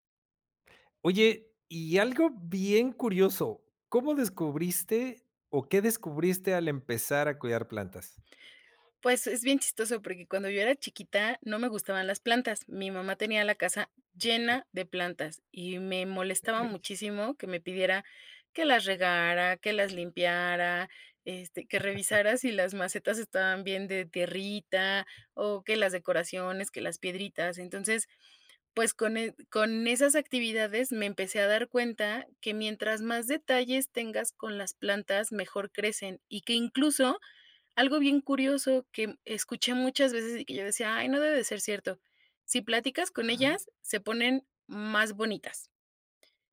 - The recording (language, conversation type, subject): Spanish, podcast, ¿Qué descubriste al empezar a cuidar plantas?
- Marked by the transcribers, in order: chuckle